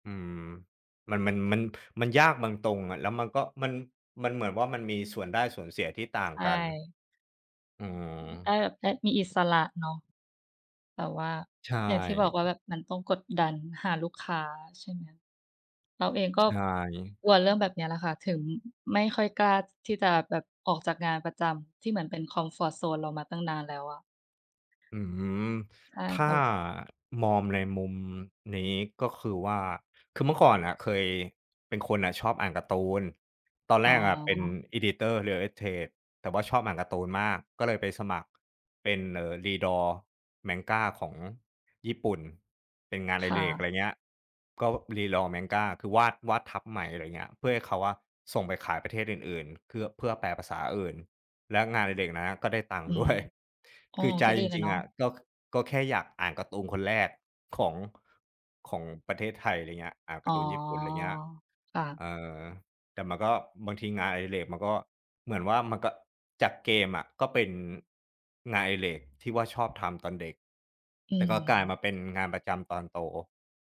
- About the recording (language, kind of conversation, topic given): Thai, unstructured, คุณคิดว่าการใช้เวลาว่างทำงานอดิเรกเป็นเรื่องเสียเวลาหรือไม่?
- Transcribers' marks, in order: other noise; in English: "Editor Real Estate"; in English: "Redraw Manga"; in English: "Redraw Manga"; other background noise